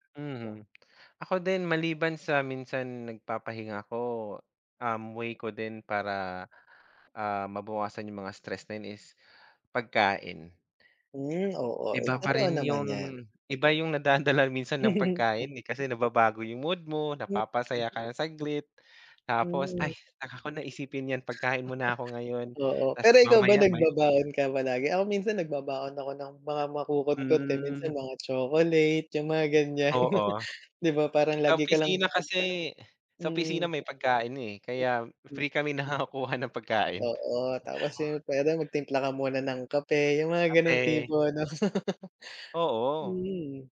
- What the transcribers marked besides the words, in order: chuckle; other background noise; chuckle; background speech; laugh
- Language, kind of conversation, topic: Filipino, unstructured, Ano ang ginagawa mo para maging masaya sa trabaho?